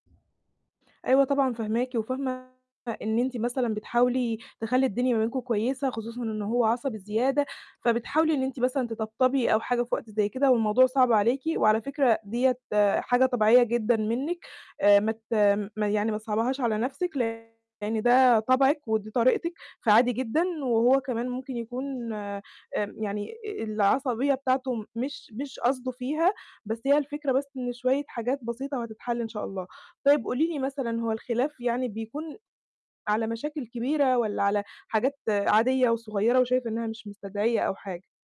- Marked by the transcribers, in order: distorted speech
- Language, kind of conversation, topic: Arabic, advice, إزاي أتكلم مع شريكي وقت الخلاف من غير ما المشاعر تعلى وتبوّظ علاقتنا؟